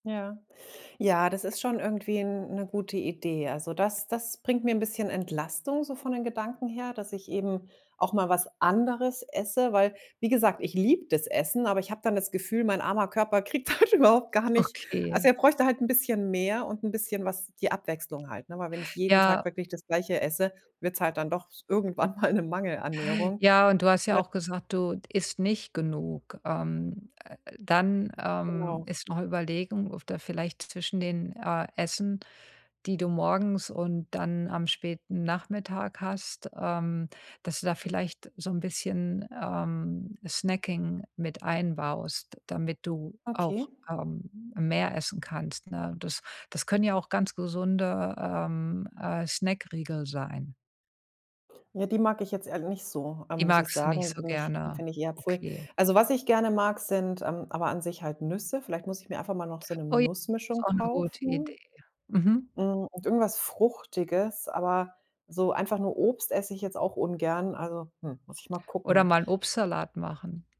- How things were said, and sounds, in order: other background noise; laughing while speaking: "halt"; laughing while speaking: "irgendwann mal"
- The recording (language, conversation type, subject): German, advice, Wie kann ich dauerhaft gesündere Essgewohnheiten etablieren?